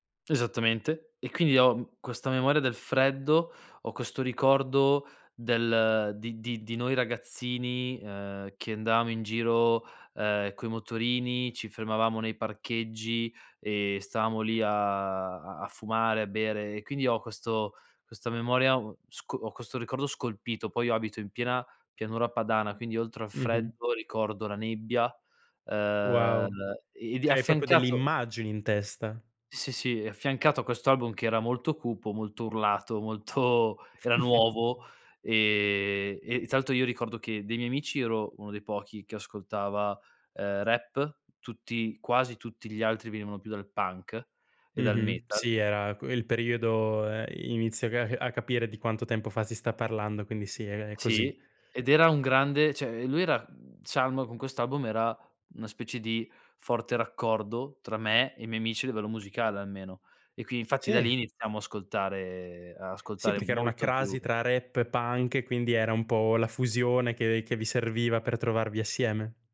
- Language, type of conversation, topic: Italian, podcast, Quale album definisce un periodo della tua vita?
- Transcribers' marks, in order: "Cioè" said as "ceh"; "proprio" said as "propio"; chuckle; other background noise; laughing while speaking: "molto"; "cioè" said as "ceh"